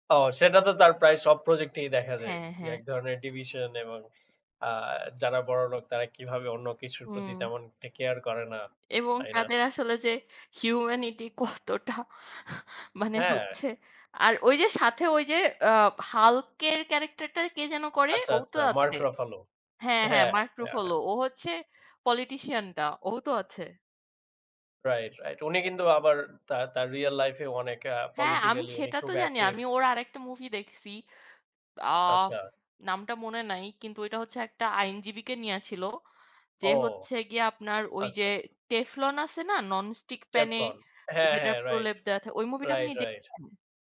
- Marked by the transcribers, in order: other background noise; tapping; laughing while speaking: "কতটা"
- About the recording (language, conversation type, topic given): Bengali, unstructured, কোন ধরনের সিনেমা দেখলে আপনি সবচেয়ে বেশি আনন্দ পান?